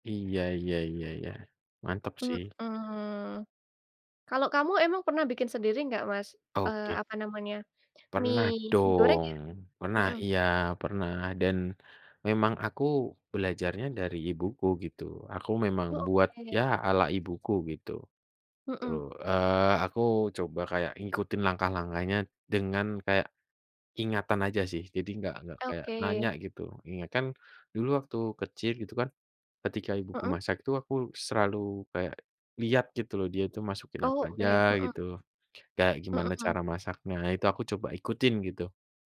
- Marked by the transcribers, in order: none
- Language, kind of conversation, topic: Indonesian, unstructured, Apa makanan favorit yang selalu membuatmu bahagia?
- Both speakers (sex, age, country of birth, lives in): female, 20-24, Indonesia, Indonesia; male, 25-29, Indonesia, Indonesia